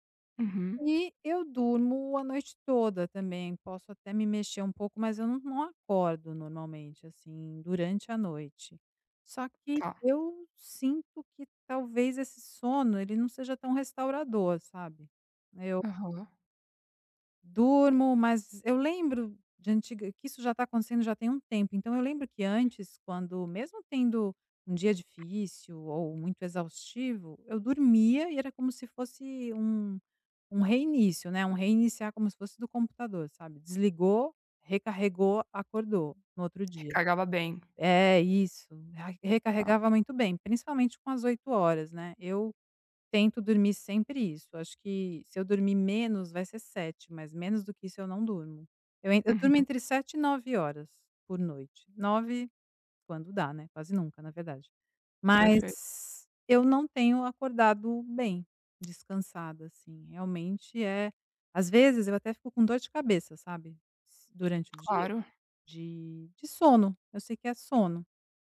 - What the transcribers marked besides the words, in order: tapping; other background noise
- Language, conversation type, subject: Portuguese, advice, Por que ainda me sinto tão cansado todas as manhãs, mesmo dormindo bastante?